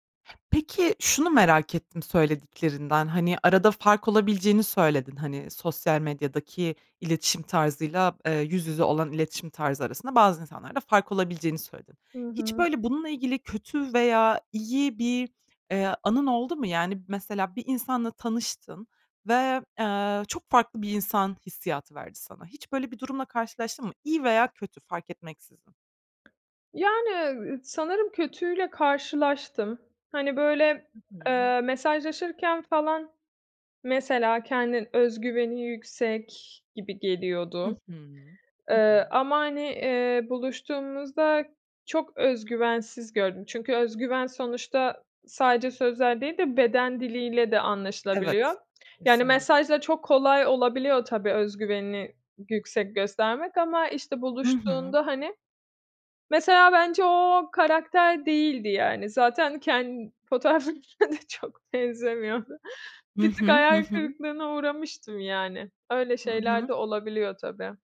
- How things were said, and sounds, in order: other background noise; tapping; laughing while speaking: "fotoğraflarına da çok benzemiyordu"
- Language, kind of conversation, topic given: Turkish, podcast, Teknoloji sosyal ilişkilerimizi nasıl etkiledi sence?